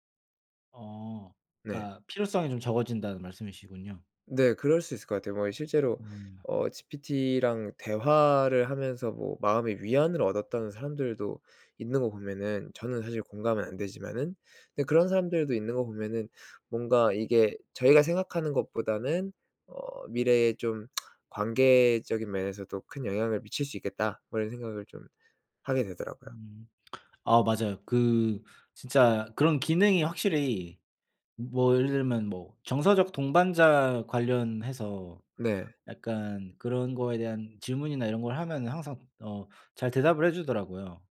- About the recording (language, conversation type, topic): Korean, unstructured, 미래에 어떤 모습으로 살고 싶나요?
- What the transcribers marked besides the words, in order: tongue click; tapping